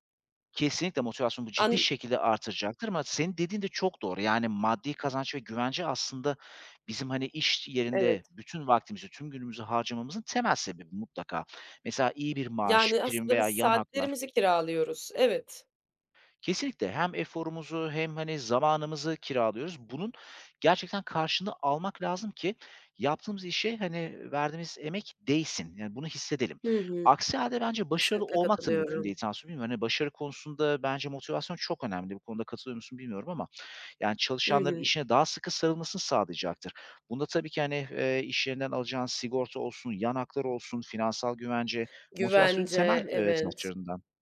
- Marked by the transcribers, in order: other background noise; unintelligible speech
- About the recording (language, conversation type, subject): Turkish, unstructured, İş hayatında en çok neyi seviyorsun?
- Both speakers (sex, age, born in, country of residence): female, 25-29, Turkey, Germany; male, 35-39, Turkey, Greece